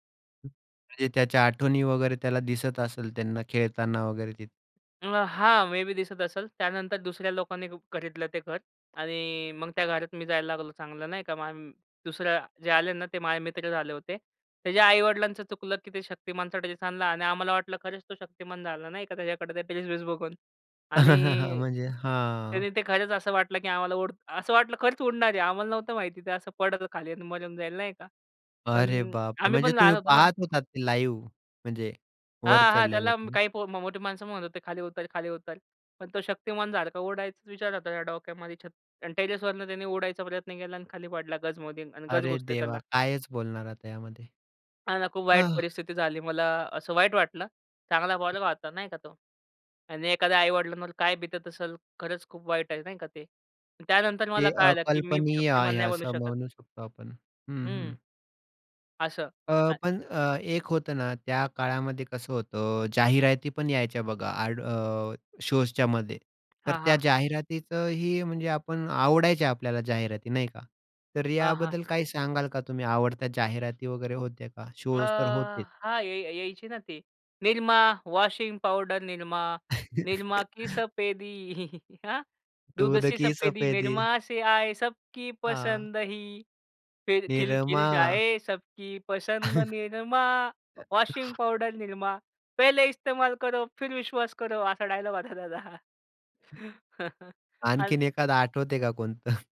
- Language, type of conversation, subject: Marathi, podcast, बालपणी तुमचा आवडता दूरदर्शनवरील कार्यक्रम कोणता होता?
- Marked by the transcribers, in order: other background noise; in English: "मे बी"; in English: "ड्रेस"; laughing while speaking: "ड्रेस-वेस बघून"; in English: "ड्रेस-वेस"; laugh; drawn out: "हां"; anticipating: "असं वाटलं खरंच उडणार आहे … जाईल नाही का"; surprised: "अरे बापरे! म्हणजे तुम्ही पाहात होतात ते लाईव्ह"; in English: "लाईव्ह"; in English: "टेरेसवरनं"; sad: "अरे देवा! कायच बोलणार आता यामध्ये?"; sad: "हां ना, खूप वाईट परिस्थिती … नाही का तो"; sad: "आह!"; sad: "खरंच, खूप वाईट आहे नाही का ते"; singing: "निरमा, वॉशिंग पावडर निरमा. निरमा की सफेदी"; in English: "वॉशिंग"; chuckle; in Hindi: "की सफेदी"; giggle; in Hindi: "दूध सी सफेदी निरमा से … फिर विश्वास करो"; singing: "दूध सी सफेदी निरमा से … वॉशिंग पावडर निरमा"; joyful: "दूध की सफेदी"; in Hindi: "दूध की सफेदी"; singing: "दूध की सफेदी"; singing: "निरमा"; chuckle; joyful: "पहिले इस्तेमाल करो, फिर विश्वास करो"; in English: "डायलॉग"; laughing while speaking: "होता त्याचा"; chuckle; laughing while speaking: "कोणतं?"